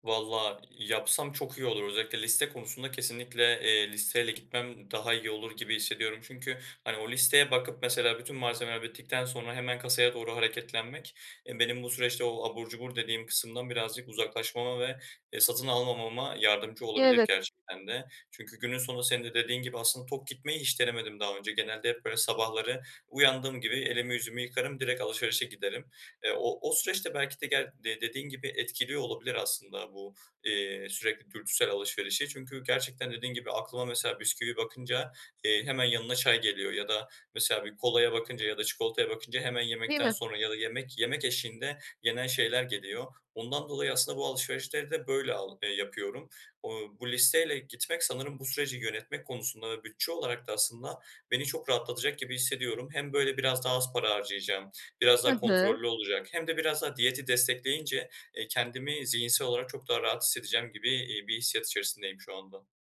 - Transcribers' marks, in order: other background noise
- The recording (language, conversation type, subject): Turkish, advice, Sınırlı bir bütçeyle sağlıklı ve hesaplı market alışverişini nasıl yapabilirim?